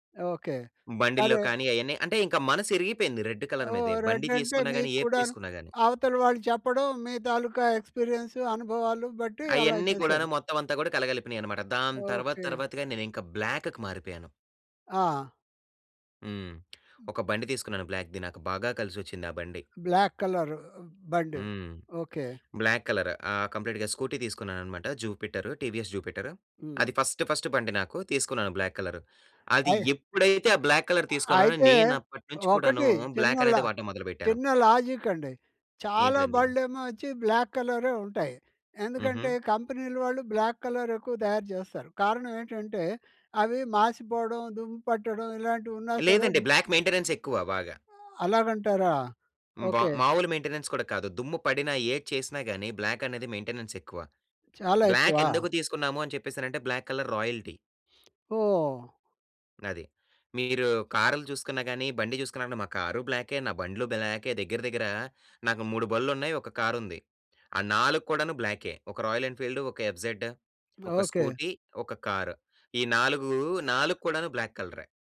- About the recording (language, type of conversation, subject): Telugu, podcast, రంగులు మీ వ్యక్తిత్వాన్ని ఎలా వెల్లడిస్తాయనుకుంటారు?
- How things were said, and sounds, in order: in English: "రెడ్ కలర్"; in English: "రెడ్"; other background noise; in English: "ఎక్స్పీరియ‌న్స్"; in English: "బ్లాక్‌కి"; in English: "బ్లాక్‌ది"; in English: "బ్లాక్"; in English: "బ్లాక్ కలర్"; in English: "కంప్లీట్‌గా స్కూటీ"; in English: "ఫస్ట్ ఫస్ట్"; in English: "బ్లాక్ కలర్"; in English: "బ్లాక్ కలర్"; in English: "బ్లాక్"; in English: "బ్లాక్ కలర్"; in English: "బ్లాక్ మెయింటెనెన్స్"; in English: "మెయింటెనెన్స్"; in English: "మెయింటెనెన్స్"; in English: "బ్లాక్ కలర్ రాయల్టీ"; tapping; in English: "ఎఫ్‌జెడ్"; in English: "స్కూటీ"; in English: "బ్లాక్"